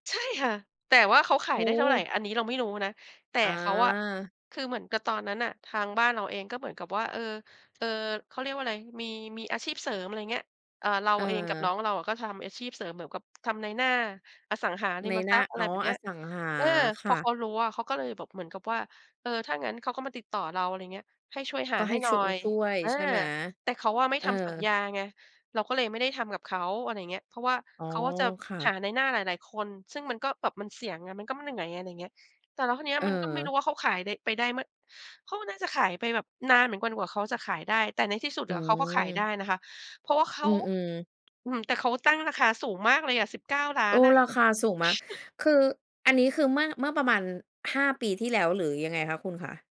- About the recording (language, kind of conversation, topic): Thai, podcast, ถ้ามีโอกาสย้อนกลับไปตอนเด็ก คุณอยากบอกอะไรกับพ่อแม่มากที่สุด?
- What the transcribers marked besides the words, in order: other background noise; tapping